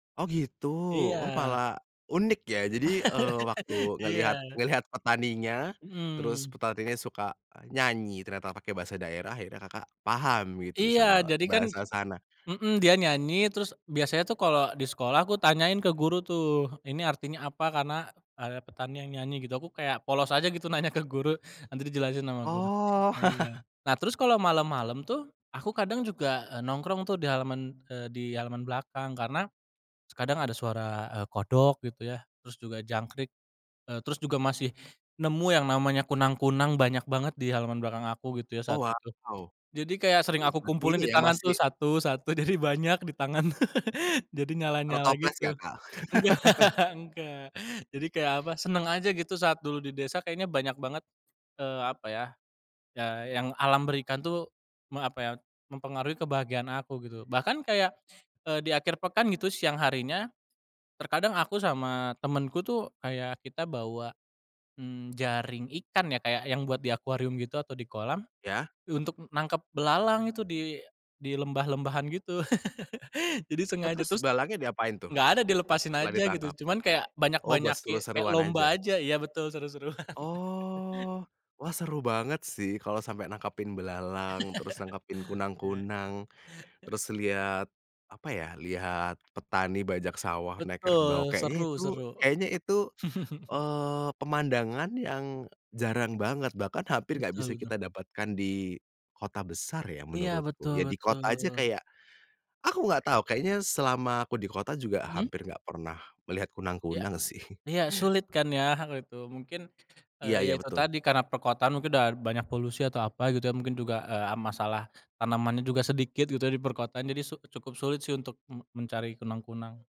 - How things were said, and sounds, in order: laugh; other background noise; chuckle; chuckle; chuckle; chuckle; chuckle; chuckle
- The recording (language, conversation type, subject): Indonesian, podcast, Bagaimana alam memengaruhi cara pandang Anda tentang kebahagiaan?